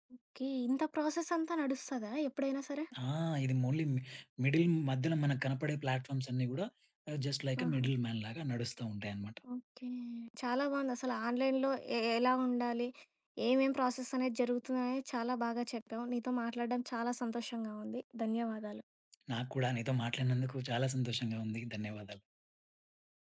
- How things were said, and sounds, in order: in English: "మిడిల్"; in English: "ప్లాట్‌ఫామ్స్"; in English: "జస్ట్ లైక్ అ మిడిల్ మ్యాన్"; in English: "ఆన్‌లైన్‌లో"; in English: "ప్రాసెస్"; other background noise
- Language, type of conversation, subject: Telugu, podcast, ఆన్‌లైన్ షాపింగ్‌లో మీరు ఎలా సురక్షితంగా ఉంటారు?